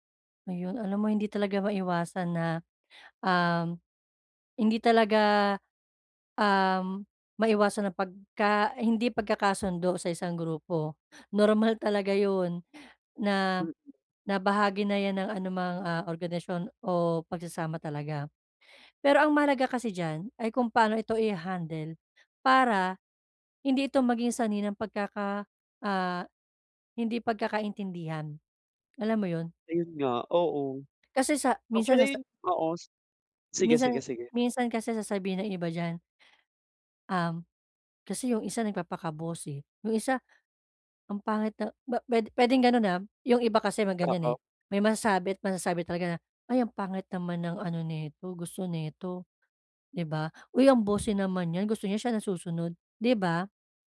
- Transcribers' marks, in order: none
- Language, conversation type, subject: Filipino, advice, Paano ko haharapin ang hindi pagkakasundo ng mga interes sa grupo?
- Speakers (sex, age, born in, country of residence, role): female, 35-39, Philippines, Philippines, advisor; male, 25-29, Philippines, Philippines, user